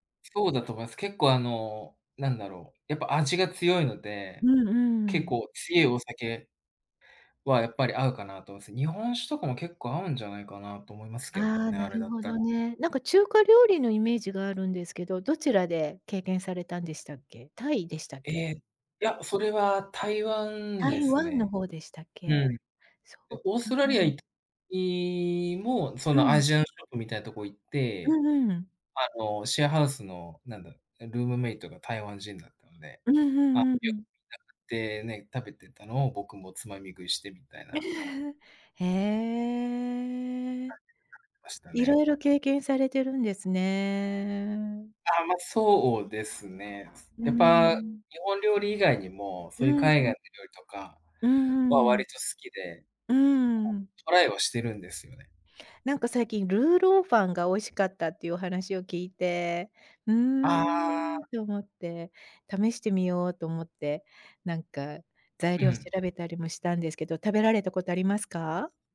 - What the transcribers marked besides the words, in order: unintelligible speech
- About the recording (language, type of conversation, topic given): Japanese, unstructured, 旅先で食べて驚いた料理はありますか？